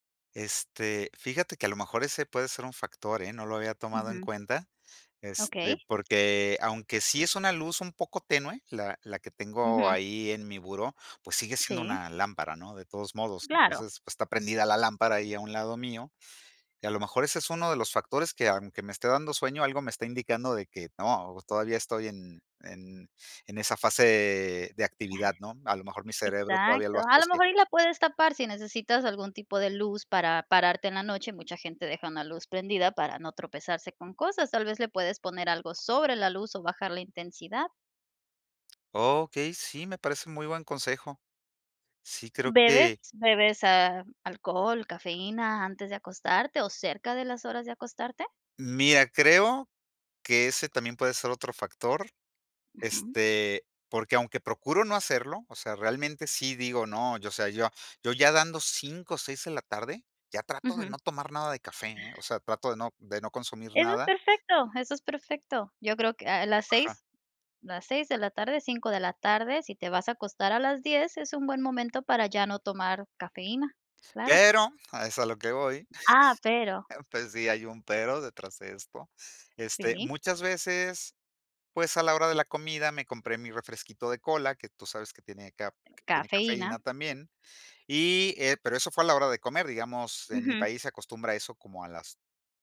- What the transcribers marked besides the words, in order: laughing while speaking: "Pues, sí hay un pero detrás de esto"
- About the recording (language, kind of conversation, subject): Spanish, advice, ¿Cómo puedo lograr el hábito de dormir a una hora fija?